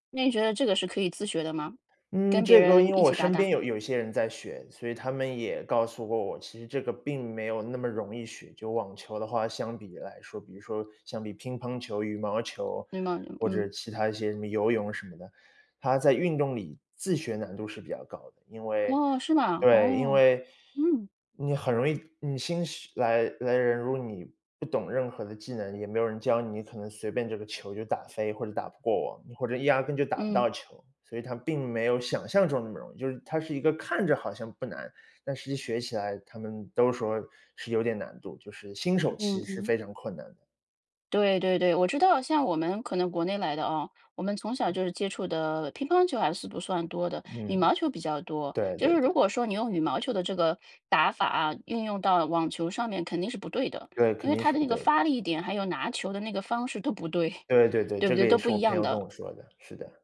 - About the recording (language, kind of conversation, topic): Chinese, podcast, 自学一门技能应该从哪里开始？
- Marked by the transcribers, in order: none